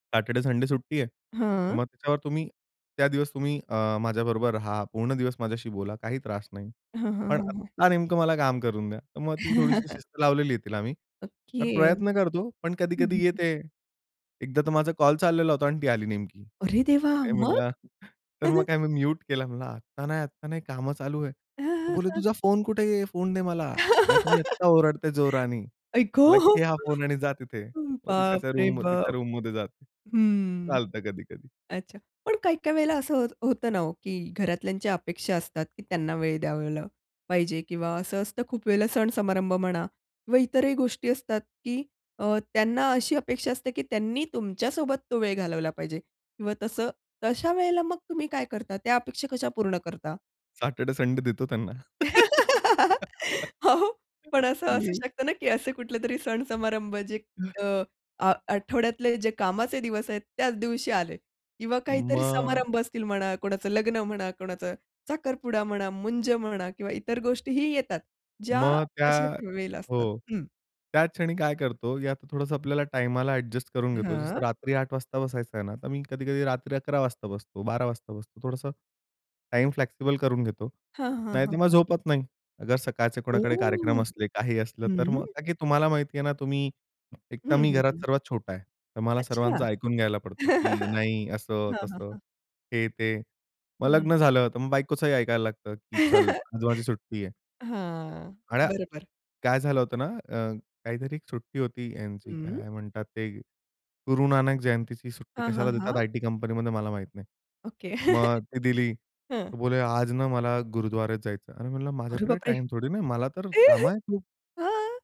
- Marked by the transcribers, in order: chuckle; surprised: "अरे देवा! मग?"; chuckle; chuckle; laugh; other noise; in English: "रूम"; in English: "रूममध्ये"; laugh; laugh; tapping; other background noise; chuckle; chuckle; unintelligible speech; chuckle; surprised: "अरे बापरे!"; chuckle
- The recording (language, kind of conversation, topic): Marathi, podcast, घरातून काम करताना तुम्ही स्वतःला सतत प्रेरित कसे ठेवता?